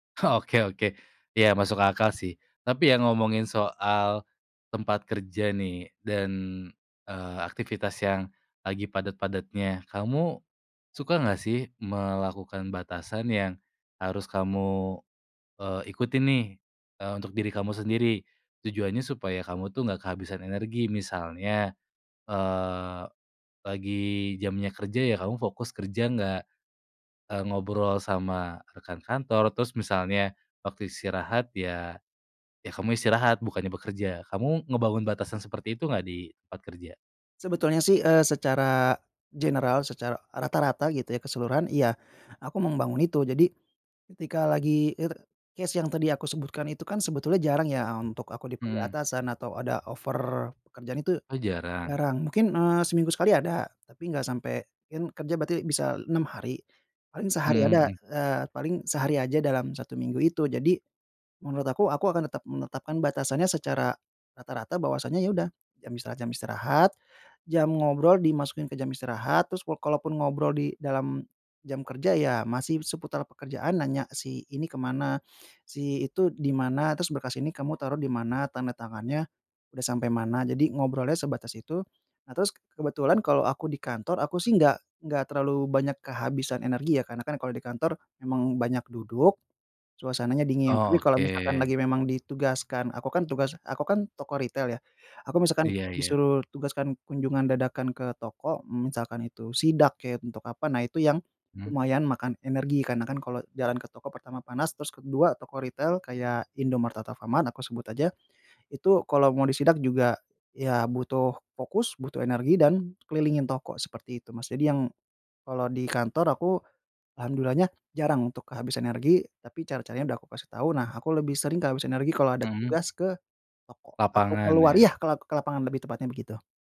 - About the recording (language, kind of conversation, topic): Indonesian, podcast, Bagaimana cara kamu menetapkan batas agar tidak kehabisan energi?
- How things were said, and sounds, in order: laughing while speaking: "Oke"; tapping; in English: "general"; in English: "case"; in English: "offer"